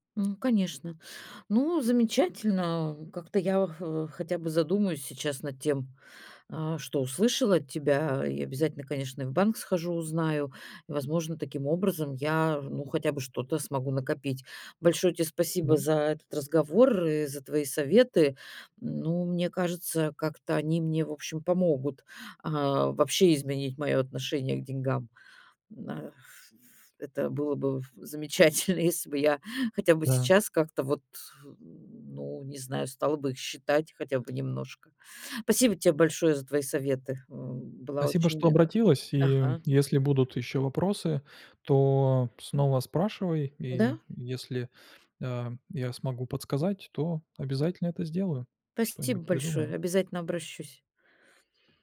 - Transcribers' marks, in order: tapping
- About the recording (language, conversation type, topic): Russian, advice, Как не тратить больше денег, когда доход растёт?